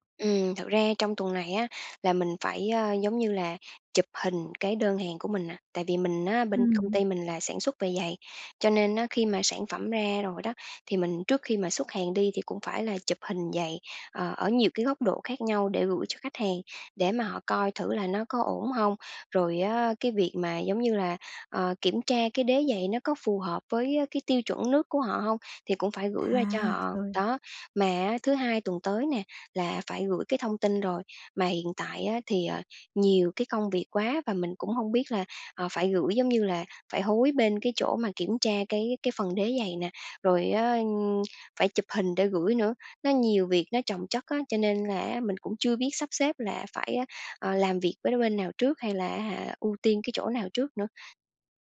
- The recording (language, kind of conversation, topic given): Vietnamese, advice, Làm sao tôi ưu tiên các nhiệm vụ quan trọng khi có quá nhiều việc cần làm?
- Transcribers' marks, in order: other background noise; tapping